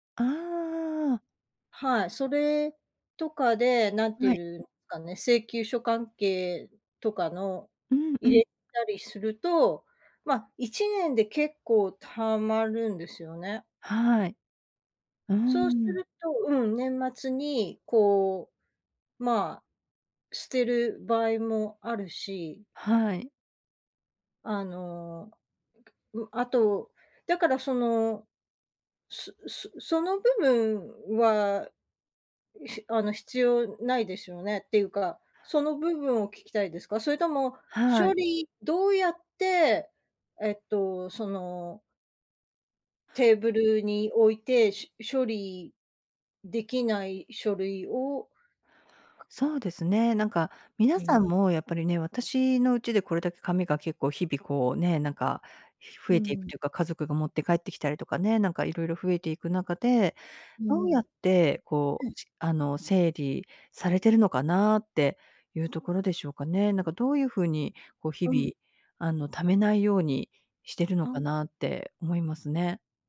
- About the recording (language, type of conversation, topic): Japanese, advice, 家でなかなかリラックスできないとき、どうすれば落ち着けますか？
- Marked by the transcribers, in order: other noise; sneeze